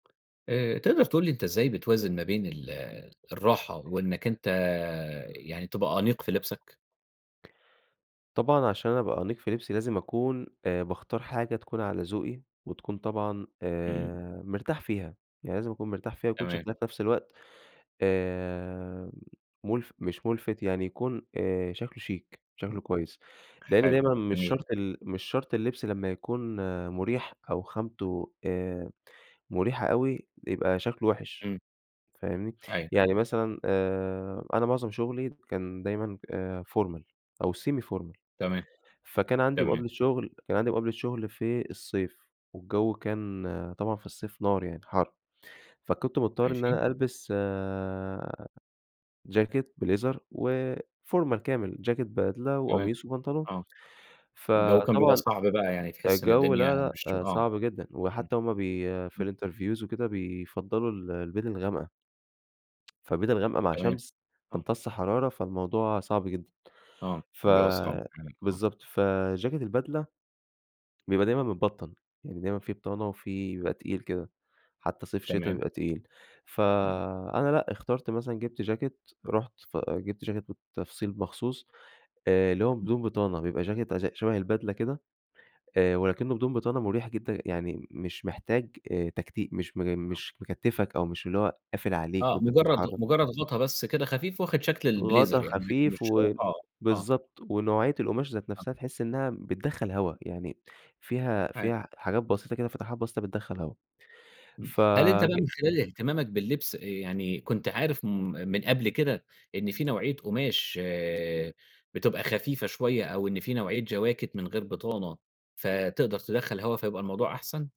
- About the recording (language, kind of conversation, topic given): Arabic, podcast, إزاي توازن بين الراحة والأناقة في لبسك؟
- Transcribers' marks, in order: tapping; in English: "formal"; in English: "semi formal"; in English: "بليزر وفورمال"; in English: "الinterviews"; tsk; unintelligible speech; unintelligible speech